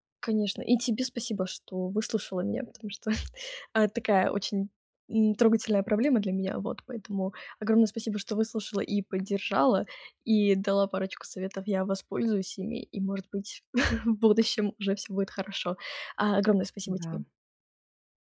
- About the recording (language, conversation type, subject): Russian, advice, Как я могу поддержать партнёра в период финансовых трудностей и неопределённости?
- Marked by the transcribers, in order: laughing while speaking: "потому что"; tapping; chuckle